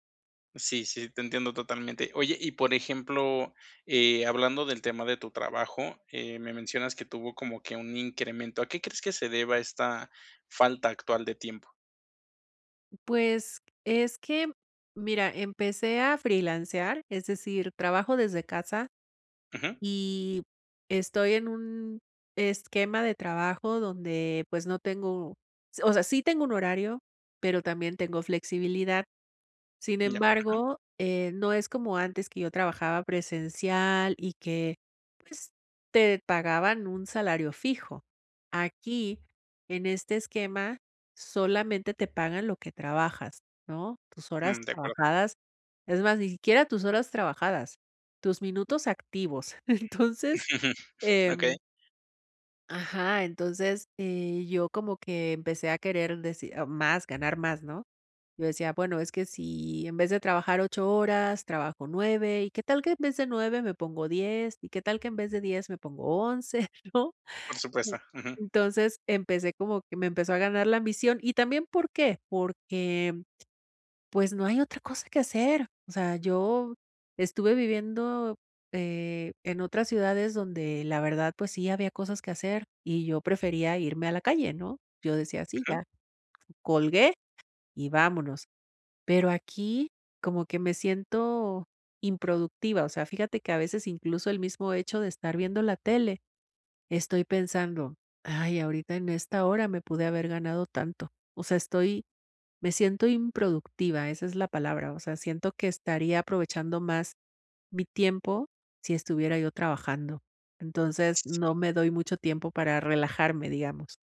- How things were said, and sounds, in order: chuckle; laughing while speaking: "Entonces"; laughing while speaking: "¿no?"; other background noise
- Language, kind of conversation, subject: Spanish, advice, ¿Cómo puedo encontrar tiempo para mis pasatiempos entre mis responsabilidades diarias?